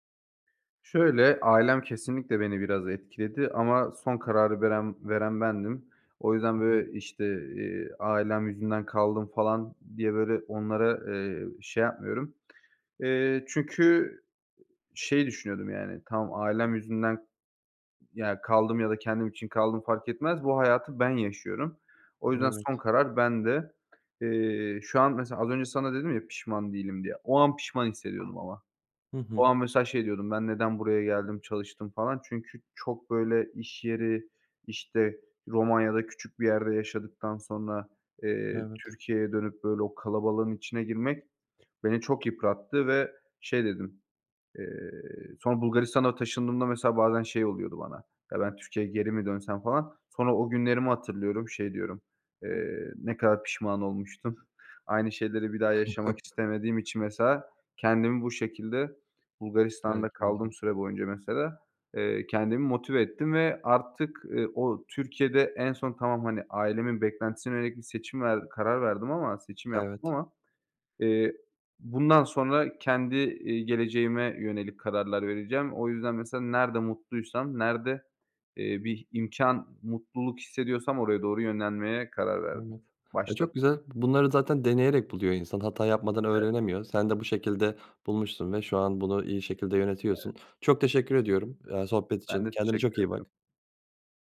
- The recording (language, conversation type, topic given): Turkish, podcast, Aile beklentileri seçimlerini sence nasıl etkiler?
- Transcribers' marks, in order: other background noise; tapping; chuckle; unintelligible speech